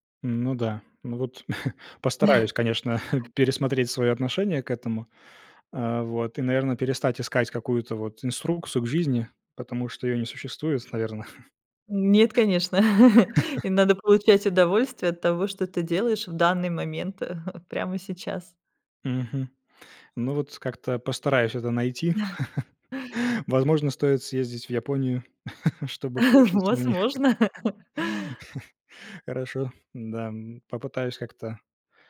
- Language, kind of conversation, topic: Russian, advice, Как перестать постоянно тревожиться о будущем и испытывать тревогу при принятии решений?
- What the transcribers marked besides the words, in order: chuckle; tapping; chuckle; chuckle; other background noise; cough; chuckle; chuckle; laugh; chuckle; laugh; chuckle